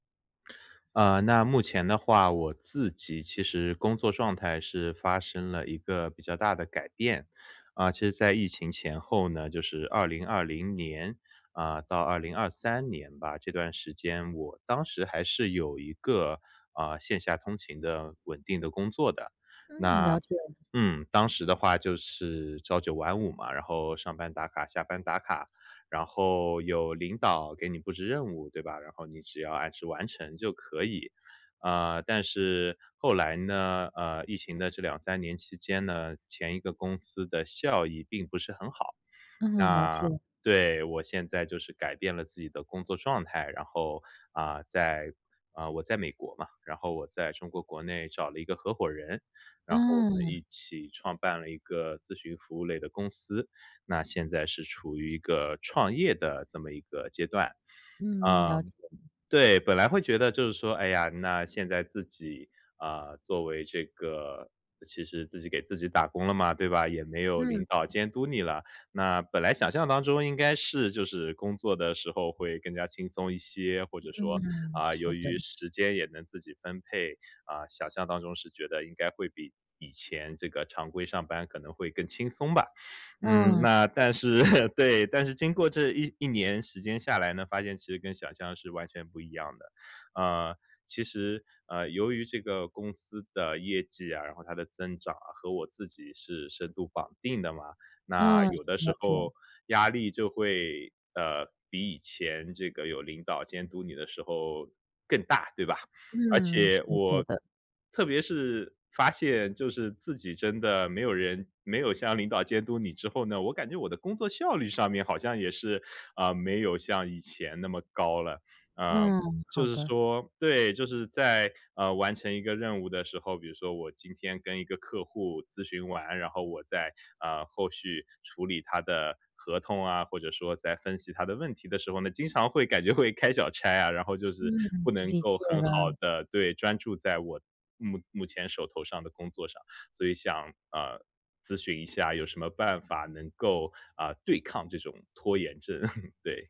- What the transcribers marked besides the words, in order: other background noise; laughing while speaking: "是"; laugh; unintelligible speech; laughing while speaking: "会"; laugh
- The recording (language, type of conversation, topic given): Chinese, advice, 如何利用专注时间段来减少拖延？
- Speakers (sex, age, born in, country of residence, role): female, 35-39, China, United States, advisor; male, 35-39, China, United States, user